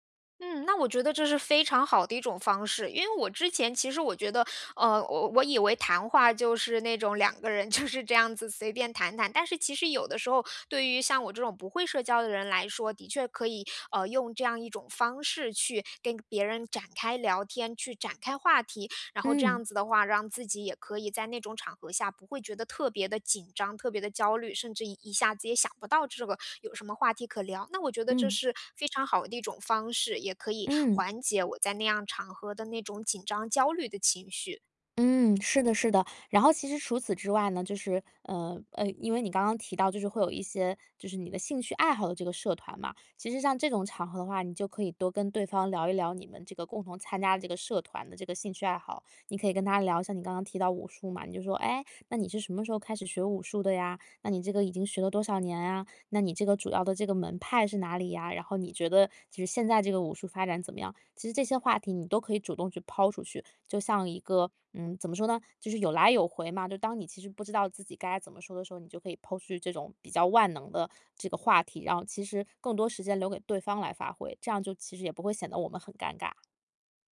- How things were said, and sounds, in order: laughing while speaking: "就是"
- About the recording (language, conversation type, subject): Chinese, advice, 如何在派对上不显得格格不入？